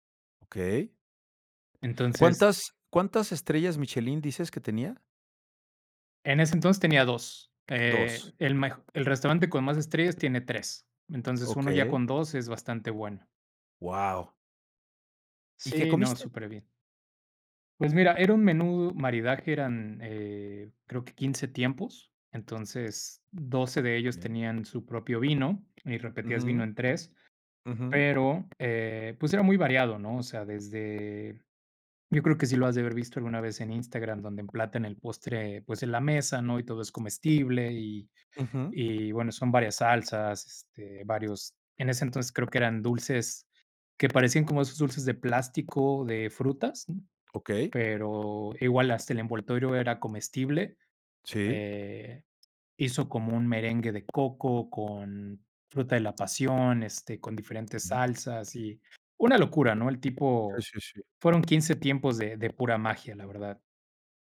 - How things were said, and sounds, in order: tapping
- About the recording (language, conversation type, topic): Spanish, podcast, ¿Cuál fue la mejor comida que recuerdas haber probado?